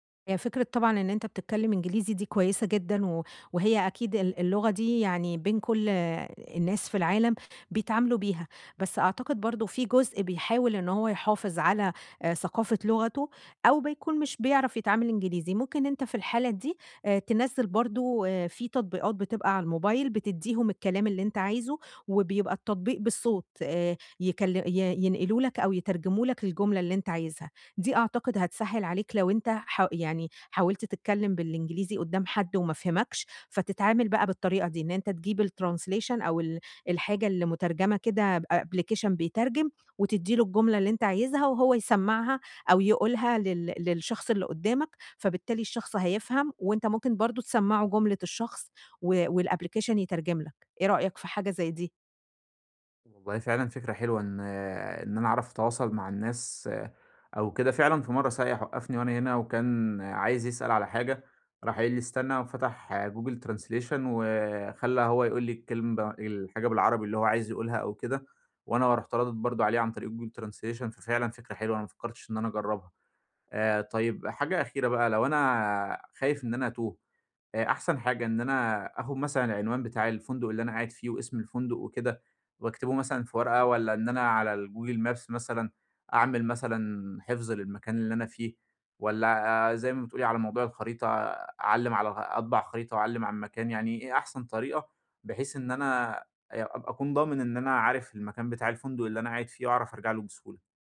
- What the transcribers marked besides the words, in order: in English: "الtranslation"; in English: "بapplication"; in English: "والapplication"
- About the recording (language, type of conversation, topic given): Arabic, advice, إزاي أتنقل بأمان وثقة في أماكن مش مألوفة؟